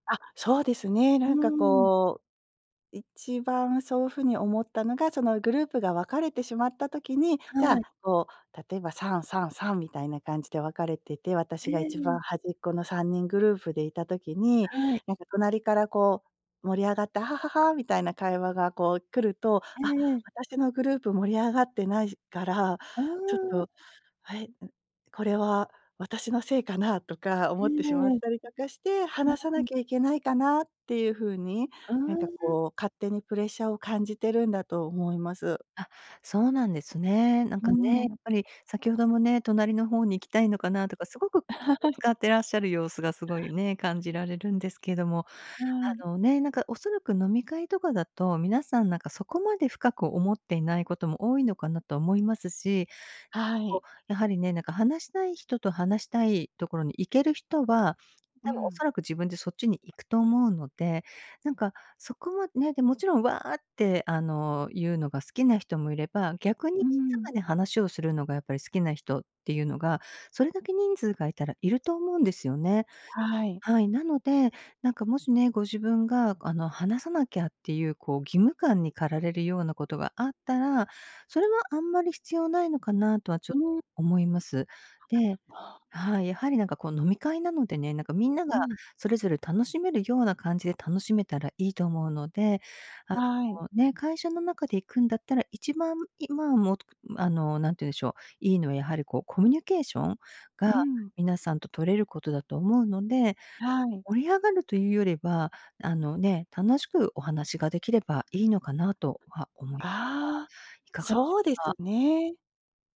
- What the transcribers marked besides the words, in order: laugh; other background noise
- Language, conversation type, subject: Japanese, advice, 大勢の場で会話を自然に続けるにはどうすればよいですか？